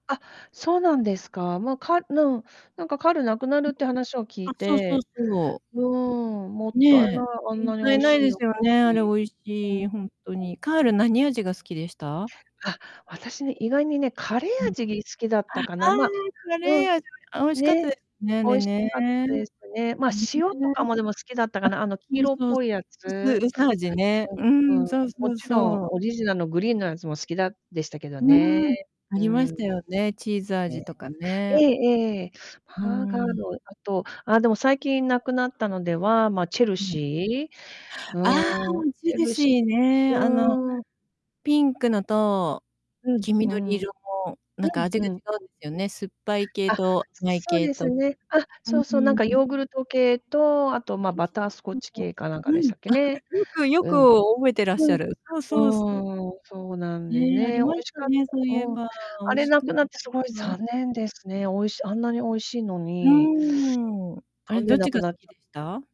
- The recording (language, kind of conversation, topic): Japanese, unstructured, 昔食べた中で一番おいしかったおやつは何ですか？
- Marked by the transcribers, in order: distorted speech; tapping; unintelligible speech; other background noise; unintelligible speech